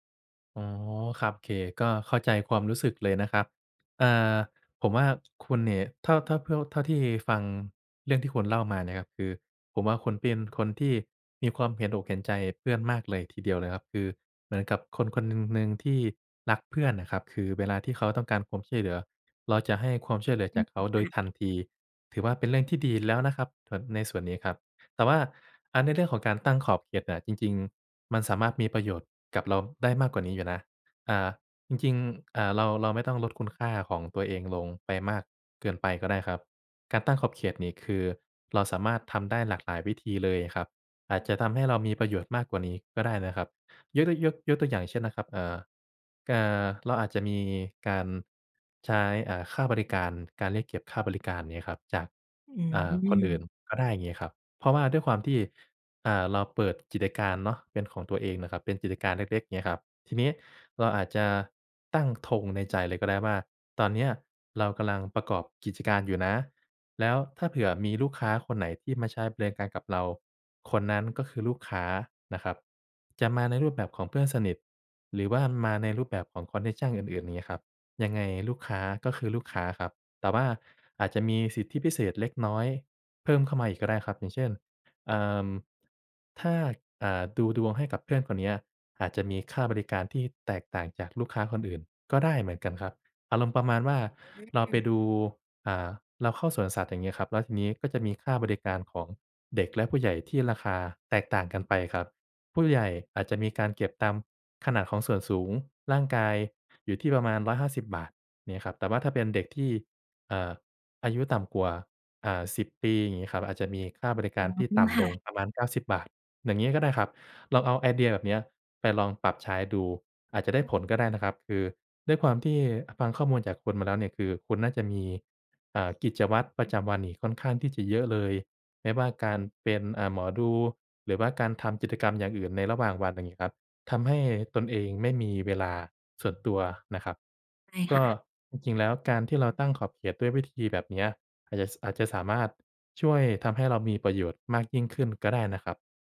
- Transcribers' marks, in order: tapping; other background noise
- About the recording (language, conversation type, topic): Thai, advice, ควรตั้งขอบเขตกับเพื่อนที่ขอความช่วยเหลือมากเกินไปอย่างไร?